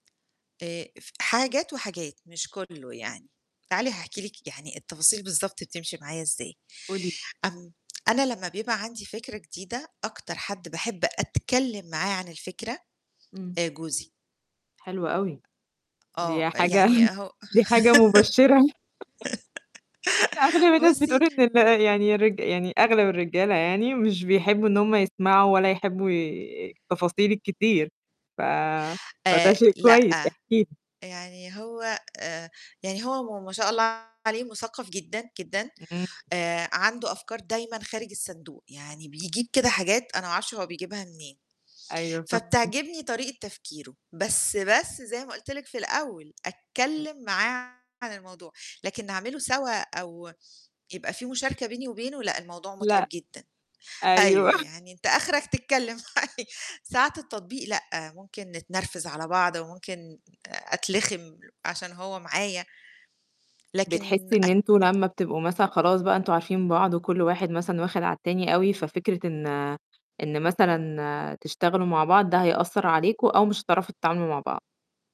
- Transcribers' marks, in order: static; tapping; chuckle; laugh; distorted speech; laughing while speaking: "معايا"
- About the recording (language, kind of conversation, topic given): Arabic, podcast, إنت بتفضّل تشتغل على فكرة جديدة لوحدك ولا مع ناس تانية؟